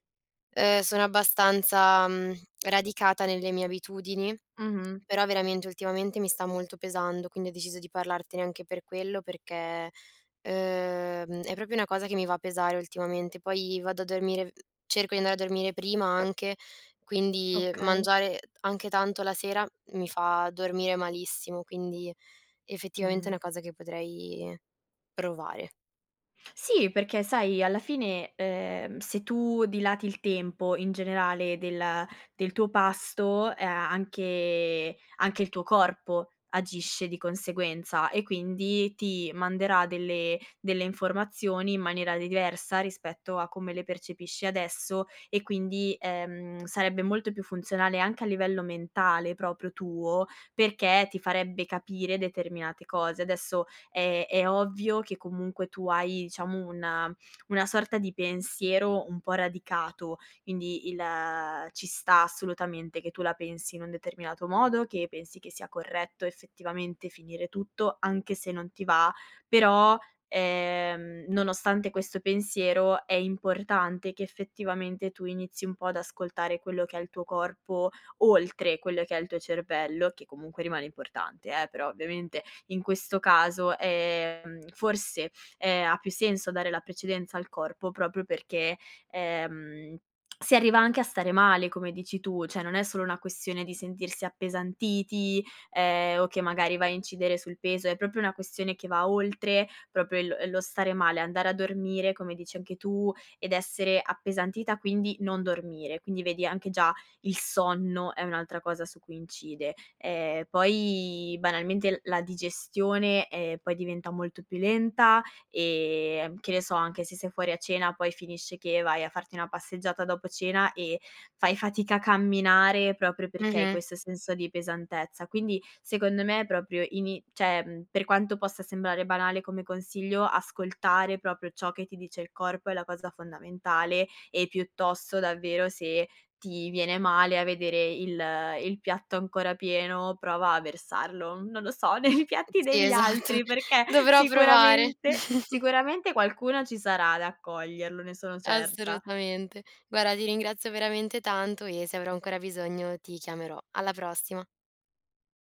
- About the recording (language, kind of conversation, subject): Italian, advice, Come posso imparare a riconoscere la mia fame e la sazietà prima di mangiare?
- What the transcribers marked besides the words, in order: other background noise; lip smack; "Cioè" said as "ceh"; "proprio" said as "propio"; "cioè" said as "ceh"; laughing while speaking: "nei piatti degli altri perché, sicuramente"; laughing while speaking: "esatto. Dovrò provare"; chuckle; laughing while speaking: "Assolutamente"